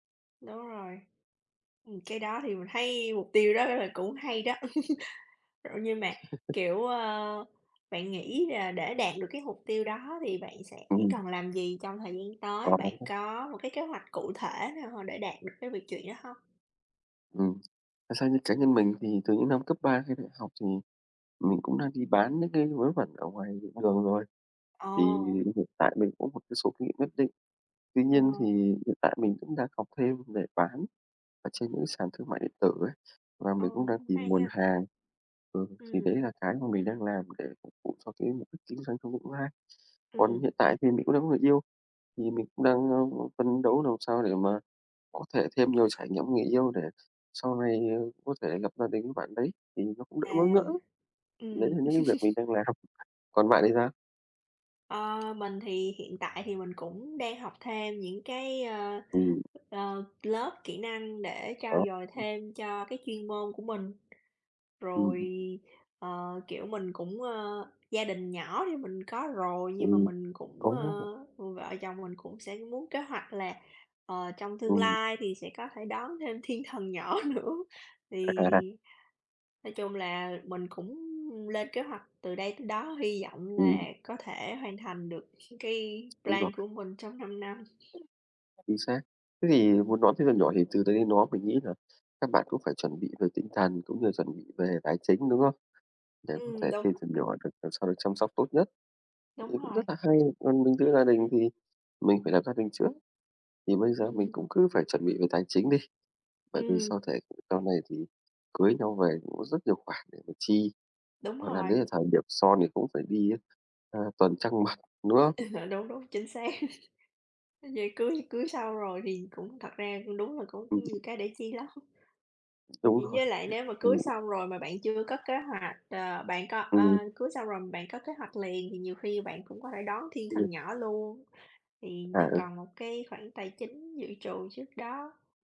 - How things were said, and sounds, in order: laughing while speaking: "đó đó"; chuckle; tapping; unintelligible speech; other background noise; chuckle; laughing while speaking: "làm"; laughing while speaking: "nhỏ nữa"; in English: "plan"; chuckle; laughing while speaking: "chính xác"; laughing while speaking: "lắm"
- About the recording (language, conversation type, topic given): Vietnamese, unstructured, Bạn mong muốn đạt được điều gì trong 5 năm tới?